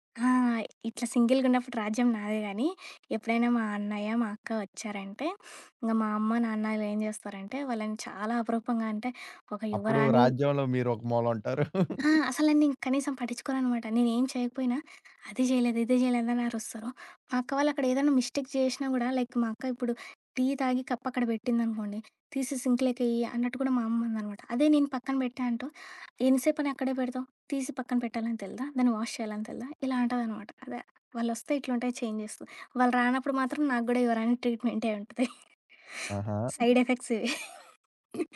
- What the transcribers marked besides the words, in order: in English: "సింగిల్‌గున్నపుడు"; sniff; chuckle; in English: "మిస్టేక్"; in English: "లైక్"; in English: "సింక్‌లోకేయ్యి"; in English: "వాష్"; in English: "చేంజెస్"; giggle; other background noise; chuckle; in English: "సైడ్ ఎఫెక్ట్స్"; chuckle
- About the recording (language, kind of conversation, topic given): Telugu, podcast, స్ట్రీమింగ్ షోస్ టీవీని ఎలా మార్చాయి అనుకుంటారు?